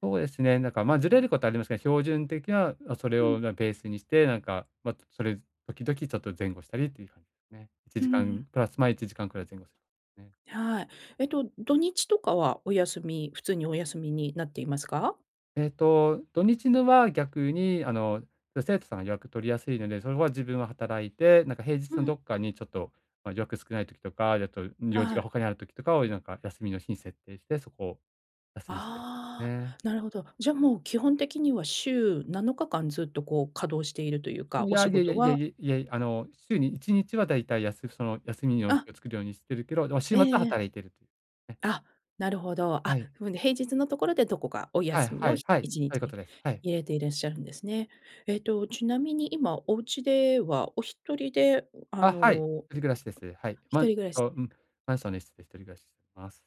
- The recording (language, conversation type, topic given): Japanese, advice, 家で効果的に休息するにはどうすればよいですか？
- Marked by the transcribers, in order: other noise